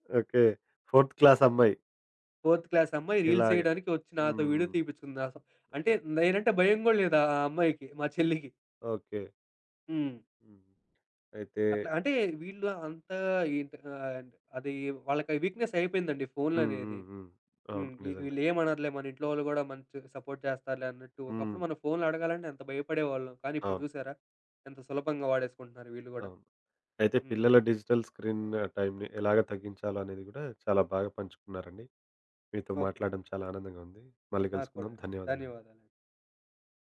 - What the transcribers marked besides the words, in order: in English: "ఫోర్త్"; in English: "ఫోర్త్"; in English: "రీల్స్"; other background noise; in English: "సపోర్ట్"; in English: "డిజిటల్ స్క్రీన్"
- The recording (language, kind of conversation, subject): Telugu, podcast, బిడ్డల డిజిటల్ స్క్రీన్ టైమ్‌పై మీ అభిప్రాయం ఏమిటి?